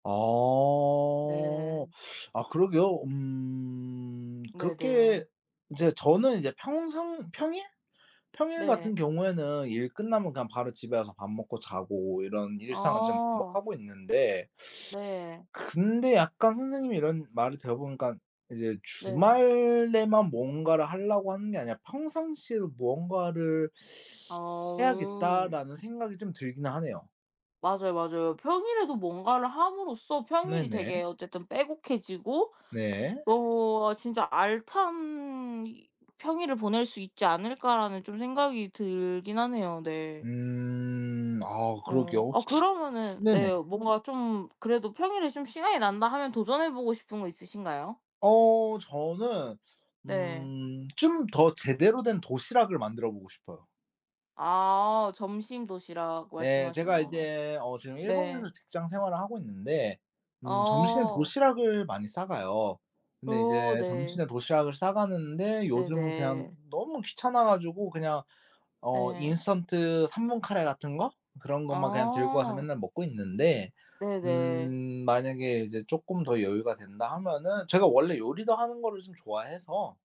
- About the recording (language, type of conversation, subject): Korean, unstructured, 일과 삶의 균형을 어떻게 유지하시나요?
- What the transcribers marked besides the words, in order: drawn out: "아"; drawn out: "음"; other background noise; drawn out: "음"